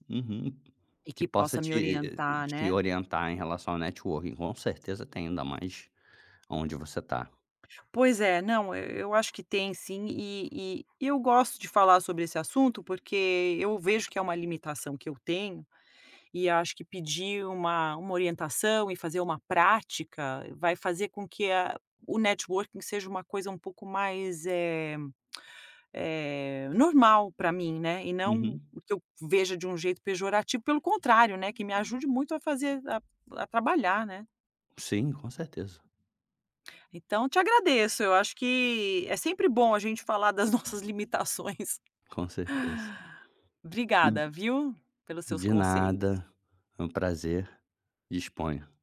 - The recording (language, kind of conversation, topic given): Portuguese, advice, Como posso lidar com o desconforto de fazer networking e pedir mentoria?
- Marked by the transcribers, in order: in English: "networking"; tapping; other background noise; in English: "networking"; laughing while speaking: "nossas limitações"